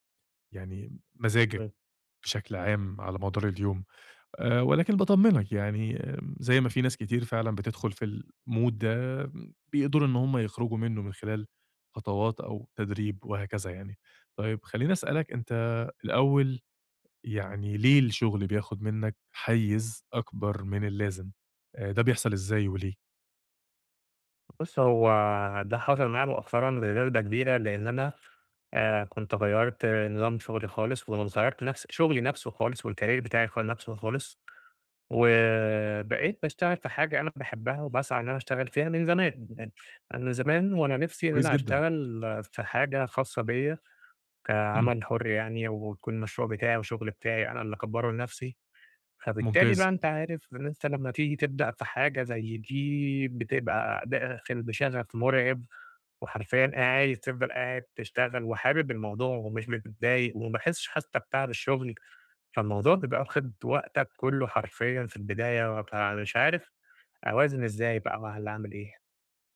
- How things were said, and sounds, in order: unintelligible speech; in English: "الmood"; other background noise; in English: "والكارير"; "حتى" said as "حستى"
- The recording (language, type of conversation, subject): Arabic, advice, إزاي بتعاني من إن الشغل واخد وقتك ومأثر على حياتك الشخصية؟